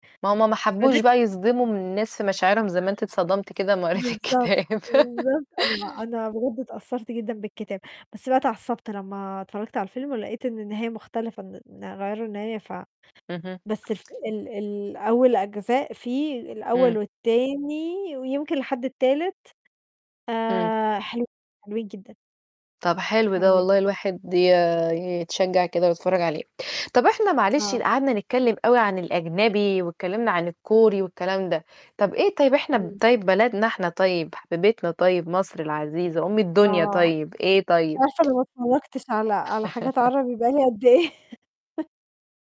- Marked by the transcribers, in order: unintelligible speech; laughing while speaking: "قريتِ الكتاب"; laugh; other background noise; tapping; distorted speech; laugh; laughing while speaking: "قد إيه؟"; laugh
- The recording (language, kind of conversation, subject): Arabic, unstructured, إيه أحسن فيلم اتفرجت عليه قريب وليه عجبك؟